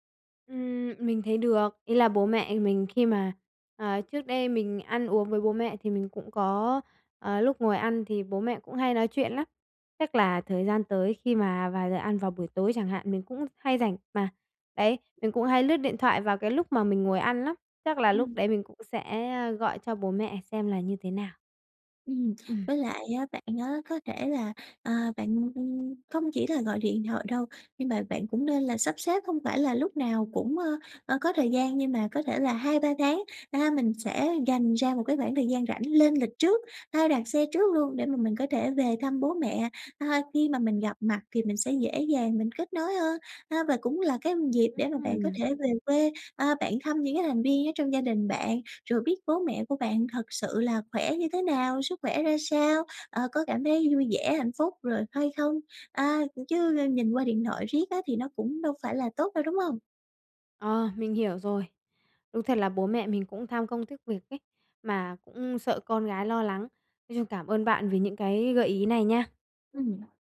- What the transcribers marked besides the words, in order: tapping; other background noise
- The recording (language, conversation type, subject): Vietnamese, advice, Làm thế nào để duy trì sự gắn kết với gia đình khi sống xa nhà?
- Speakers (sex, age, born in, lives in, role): female, 20-24, Vietnam, Vietnam, advisor; female, 20-24, Vietnam, Vietnam, user